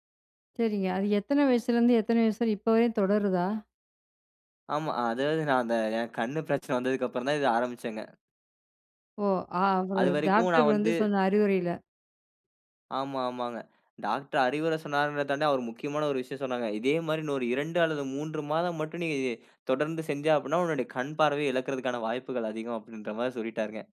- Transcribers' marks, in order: other background noise; laughing while speaking: "அப்படிங்கிற மாதிரி சொல்லிட்டாருங்க"
- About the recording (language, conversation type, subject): Tamil, podcast, திரை நேரத்தை எப்படிக் குறைக்கலாம்?